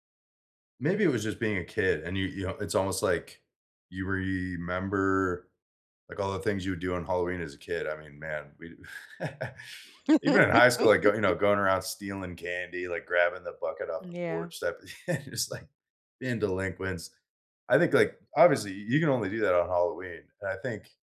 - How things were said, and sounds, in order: chuckle; laugh; laughing while speaking: "it's like"
- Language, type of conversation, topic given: English, unstructured, Which childhood tradition do you still follow today?
- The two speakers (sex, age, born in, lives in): female, 40-44, United States, United States; male, 25-29, United States, United States